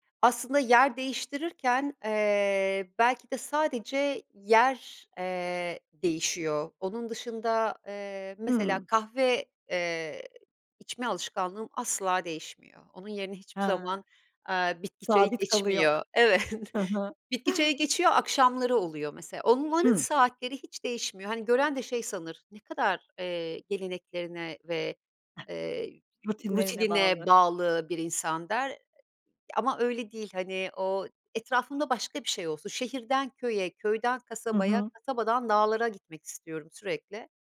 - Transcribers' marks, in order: other background noise; laughing while speaking: "Evet"; chuckle; other noise; tapping
- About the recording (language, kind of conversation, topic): Turkish, podcast, Alışkanlık değiştirirken ilk adımın ne olur?